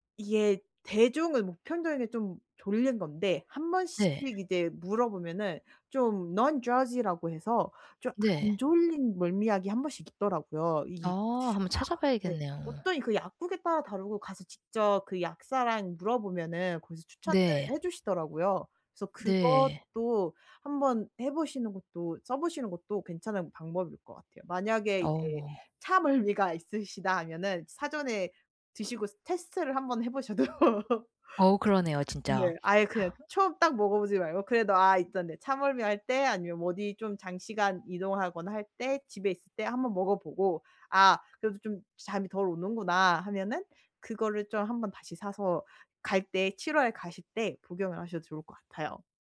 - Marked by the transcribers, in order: put-on voice: "non-drowsy라고"; in English: "non-drowsy라고"; laugh; other background noise
- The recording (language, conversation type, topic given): Korean, advice, 여행 전에 불안과 스트레스를 어떻게 관리하면 좋을까요?